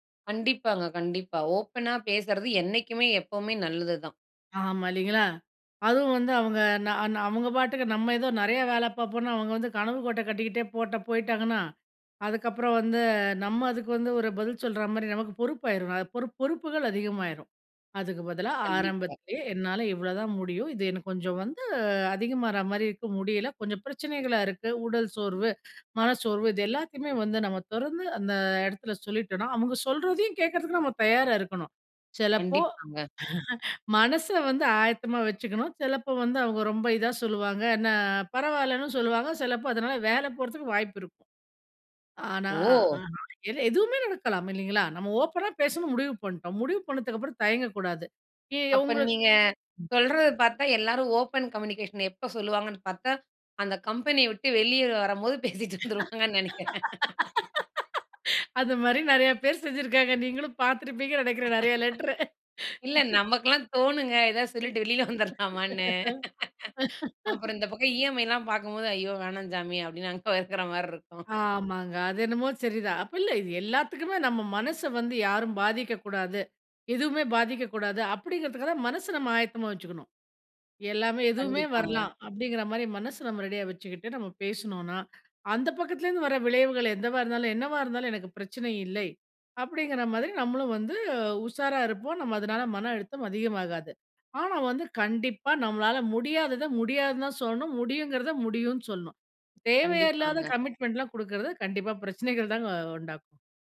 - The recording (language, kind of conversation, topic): Tamil, podcast, திறந்த மனத்துடன் எப்படிப் பயனுள்ளதாகத் தொடர்பு கொள்ளலாம்?
- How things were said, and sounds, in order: laugh; surprised: "ஓ!"; unintelligible speech; unintelligible speech; in English: "ஓப்பன் கம்யூனிகேஷன்"; laughing while speaking: "பேசிட்டு வந்துருவாங்கன்னு நினைக்கிறேன்"; laughing while speaking: "அதுமாரி நிறைய பேர் செஞ்சிருக்காங்க. நீங்களும் பார்த்திருப்பீங்கன்னு நினைக்கிறேன் நிறைய லெட்ரு"; laughing while speaking: "இல்ல. நமக்கெல்லாம் தோணுங்க, எதாவது சொல்லிட்டு … அங்கே இருக்கிறமாரி இருக்கும்"; laugh; "என்னவா" said as "எந்தவா"; in English: "கமிட்மென்ட்லாம்"